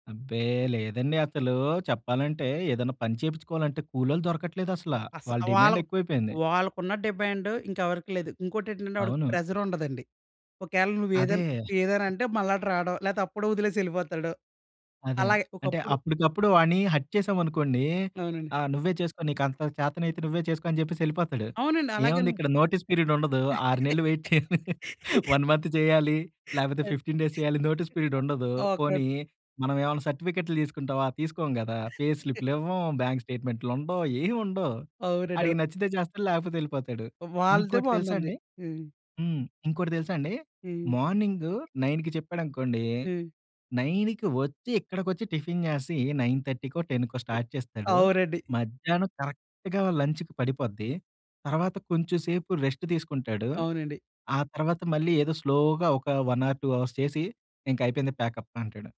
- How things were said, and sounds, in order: other background noise; in English: "డిమాండ్"; in English: "డిమాండ్"; in English: "ప్రెషర్"; in English: "హర్ట్"; in English: "నోటీస్ పీరియడ్"; laugh; in English: "వెయిట్"; chuckle; in English: "వన్ మంత్"; in English: "ఫిఫ్టీన్ డేస్"; in English: "నోటీస్ పీరియడ్"; laugh; in English: "పే"; in English: "మార్నింగ్ నైన్‌కి"; in English: "నైన్‌కి"; in English: "నైన్ థర్టీకో టెన్‌కొ స్టార్ట్"; in English: "కరెక్ట్‌గా లంచ్‌కి"; in English: "స్లోగా"; in English: "వన్ ఆర్ టూ అవర్స్"; in English: "ప్యాకప్"
- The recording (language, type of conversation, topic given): Telugu, podcast, సురక్షిత మార్గాన్ని లేదా అధిక ప్రమాదం ఉన్న మార్గాన్ని మీరు ఎప్పుడు ఎంచుకుంటారు?